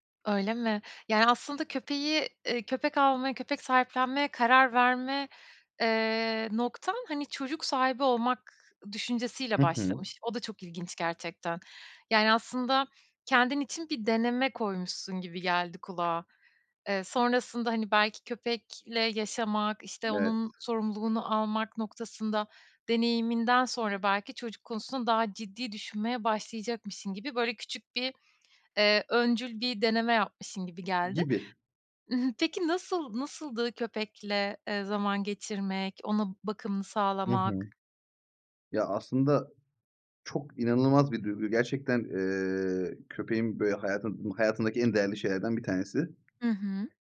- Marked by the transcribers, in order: other background noise
- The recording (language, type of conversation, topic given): Turkish, podcast, Çocuk sahibi olmaya hazır olup olmadığını nasıl anlarsın?